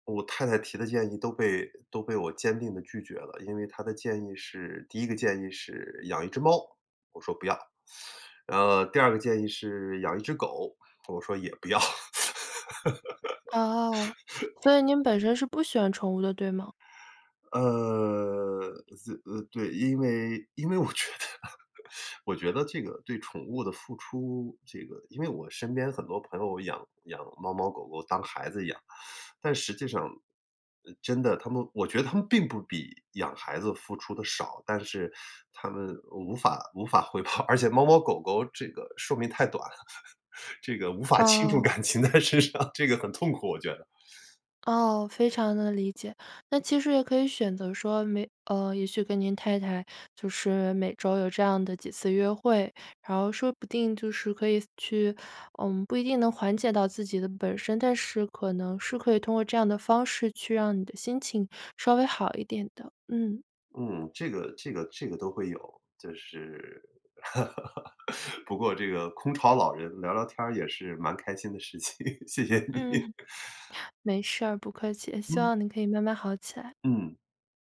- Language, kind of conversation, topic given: Chinese, advice, 子女离家后，空巢期的孤独感该如何面对并重建自己的生活？
- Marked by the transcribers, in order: teeth sucking; laugh; laughing while speaking: "我觉得"; teeth sucking; laughing while speaking: "回报"; laugh; laughing while speaking: "这个无法倾注感情在身上，这个很痛苦"; laugh; laughing while speaking: "事情，谢谢你"; chuckle; teeth sucking